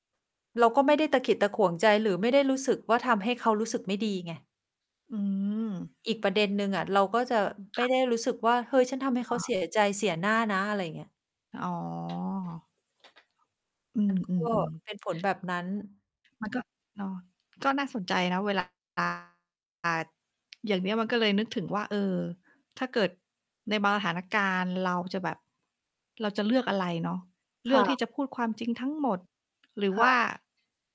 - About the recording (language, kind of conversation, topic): Thai, unstructured, คุณคิดอย่างไรกับการโกหกเพื่อปกป้องความรู้สึกของคนอื่น?
- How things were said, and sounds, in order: distorted speech; tapping